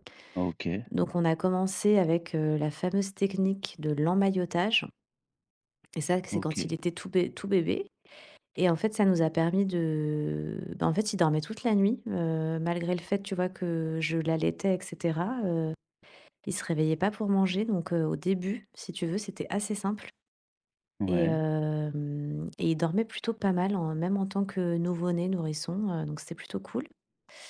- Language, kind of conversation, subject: French, podcast, Comment se déroule le coucher des enfants chez vous ?
- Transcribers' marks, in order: drawn out: "de"; drawn out: "hem"